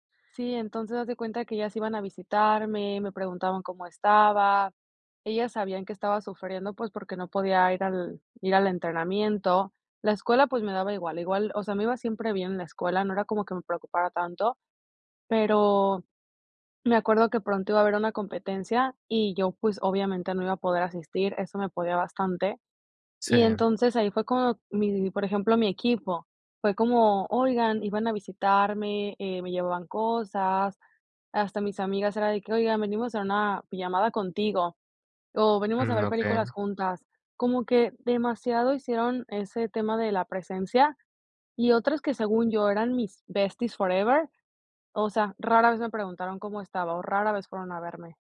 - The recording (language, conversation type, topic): Spanish, podcast, ¿Cómo afecta a tus relaciones un cambio personal profundo?
- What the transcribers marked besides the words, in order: none